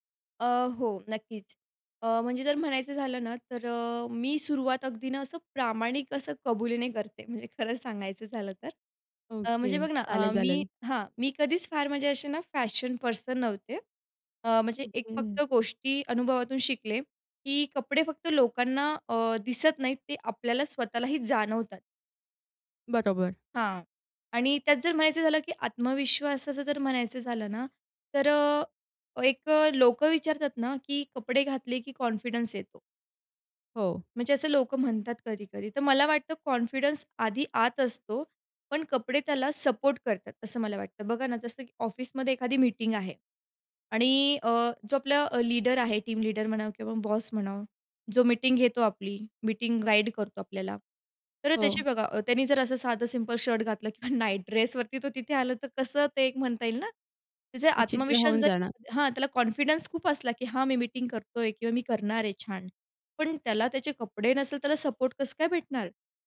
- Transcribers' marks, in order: laughing while speaking: "म्हणजे खरं सांगायचं झालं तर"; in English: "फॅशन पर्सन"; in English: "कॉन्फिडन्स"; in English: "कॉन्फिडन्स"; in English: "सपोर्ट"; in English: "टीम लीडर"; in English: "मीटिंग गाईड"; laughing while speaking: "किंवा नाईट ड्रेसवरती तो तिथे आला"; in English: "नाईट ड्रेसवरती"; in English: "कॉन्फिडन्स"; in English: "सपोर्ट"
- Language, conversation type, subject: Marathi, podcast, कुठले पोशाख तुम्हाला आत्मविश्वास देतात?